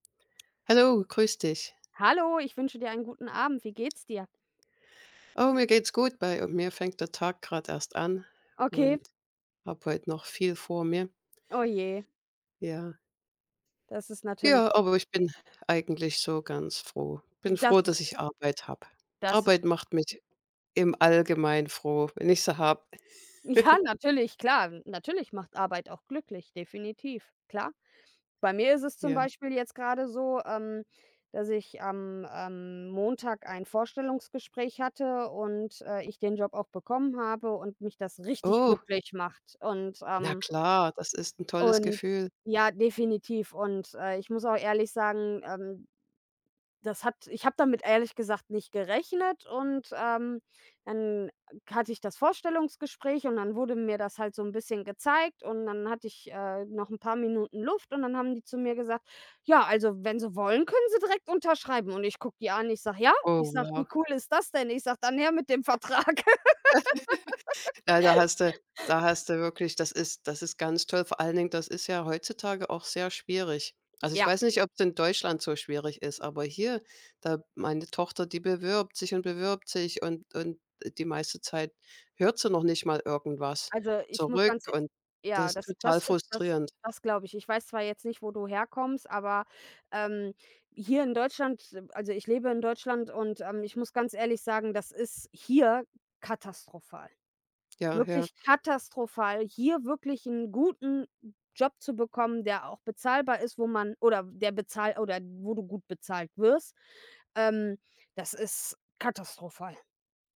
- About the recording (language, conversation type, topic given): German, unstructured, Was macht dich wirklich glücklich?
- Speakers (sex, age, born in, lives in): female, 30-34, Germany, Germany; female, 55-59, Germany, United States
- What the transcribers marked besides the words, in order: tapping; other background noise; chuckle; chuckle; laugh